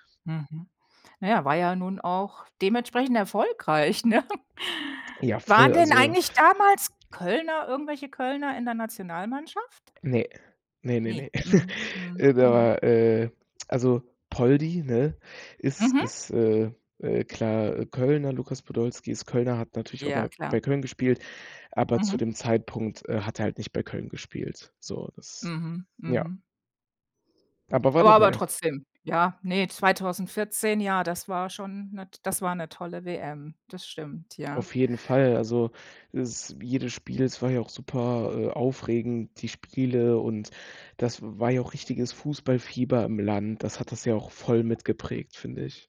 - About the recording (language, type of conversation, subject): German, podcast, Erzähl mal, wie du zu deinem liebsten Hobby gekommen bist?
- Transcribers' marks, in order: laughing while speaking: "ne?"; chuckle; chuckle